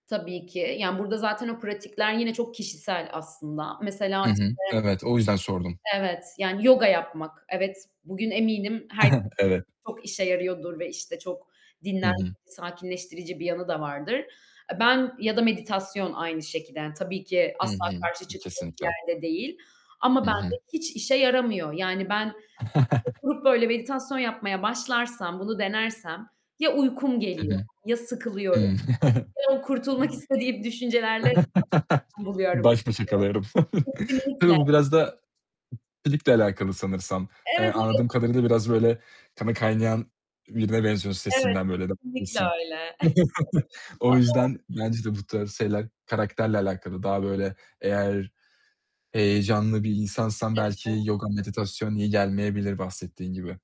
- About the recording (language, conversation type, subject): Turkish, podcast, Stresle başa çıkmak için hangi yöntemleri kullanıyorsun, örnek verebilir misin?
- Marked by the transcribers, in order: distorted speech; giggle; chuckle; other background noise; chuckle; unintelligible speech; unintelligible speech; unintelligible speech; chuckle; chuckle; unintelligible speech